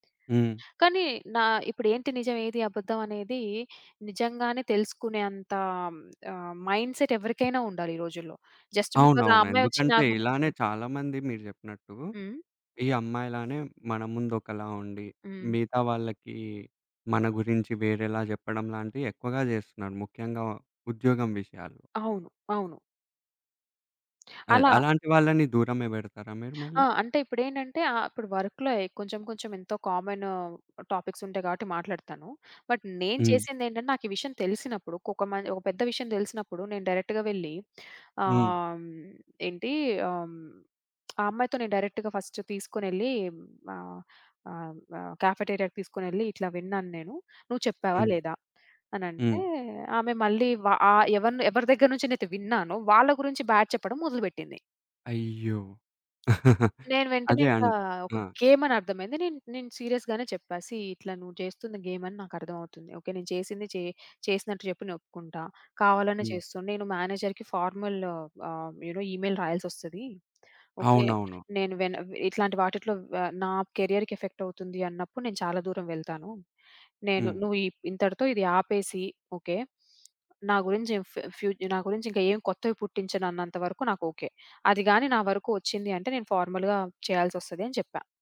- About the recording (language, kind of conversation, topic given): Telugu, podcast, ఇతరుల పట్ల సానుభూతి ఎలా చూపిస్తారు?
- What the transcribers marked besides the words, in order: other background noise; in English: "మైండ్‌సెట్"; in English: "జస్ట్ బీకాస్"; in English: "వర్క్‌లో"; in English: "బట్"; in English: "డైరెక్ట్‌గా"; tapping; in English: "డైరెక్ట్‌గా ఫస్ట్"; in English: "కెఫెటేరియాకి"; in English: "బ్యాడ్"; chuckle; in English: "సీరియస్‌గానే"; in English: "సీ"; in English: "మేనేజర్‌కి ఫార్‌మల్"; in English: "యూ నో ఈమెయిల్"; in English: "కెరియర్‌కి"; in English: "ఫార్‌మల్‌గా"